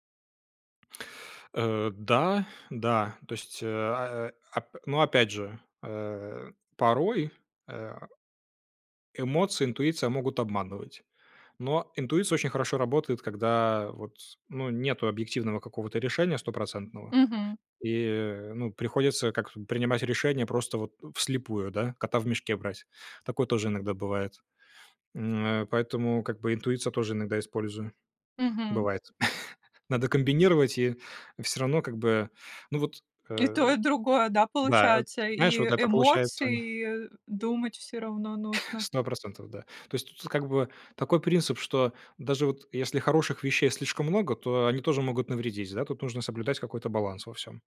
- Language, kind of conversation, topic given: Russian, podcast, Как принимать решения, чтобы потом не жалеть?
- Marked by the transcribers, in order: tapping; chuckle; other noise; chuckle